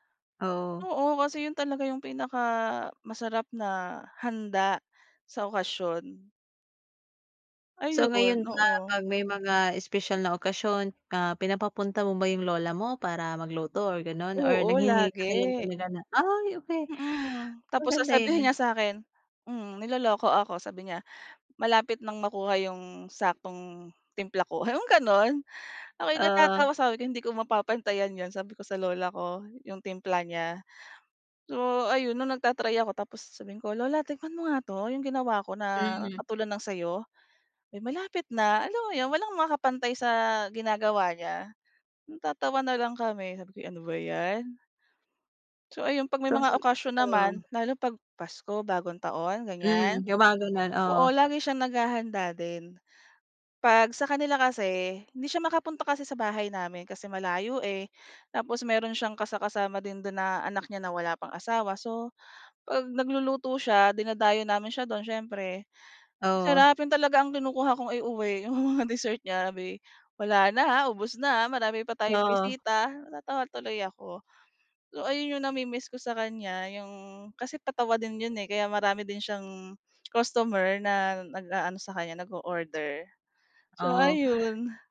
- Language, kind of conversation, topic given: Filipino, podcast, Ano ang paborito mong panghimagas noong bata ka, at bakit mo ito naaalala?
- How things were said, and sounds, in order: tapping; other background noise; unintelligible speech; laughing while speaking: "mga"